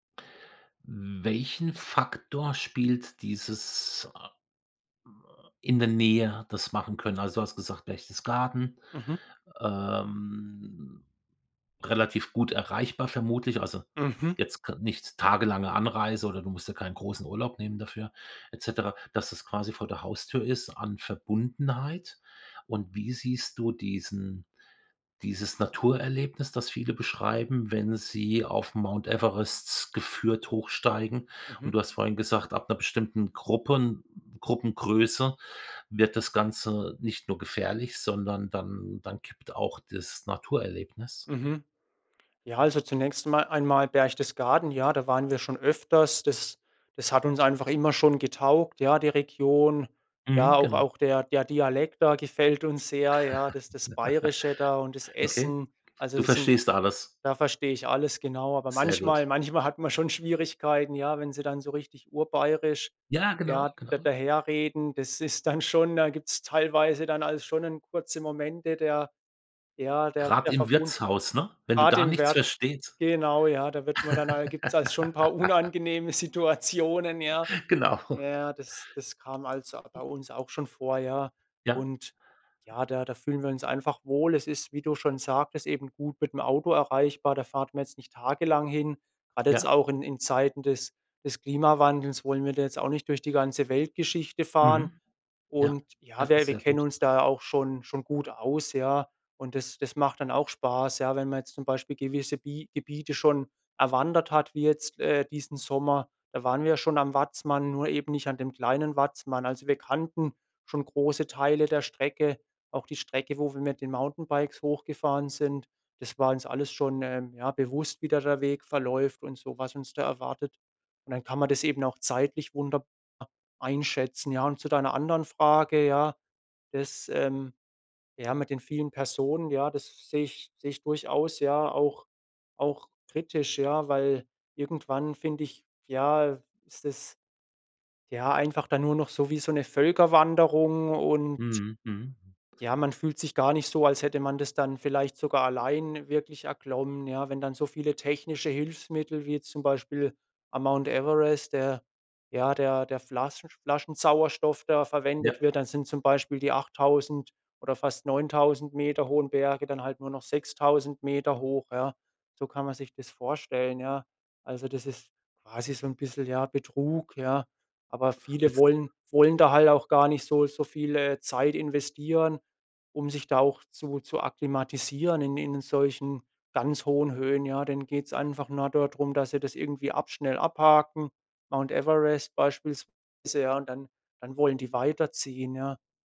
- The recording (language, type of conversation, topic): German, podcast, Erzählst du mir von deinem schönsten Naturerlebnis?
- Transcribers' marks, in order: drawn out: "ähm"; laugh; laughing while speaking: "hat man schon"; laughing while speaking: "dann schon"; laughing while speaking: "Situationen"; laugh; laughing while speaking: "Genau"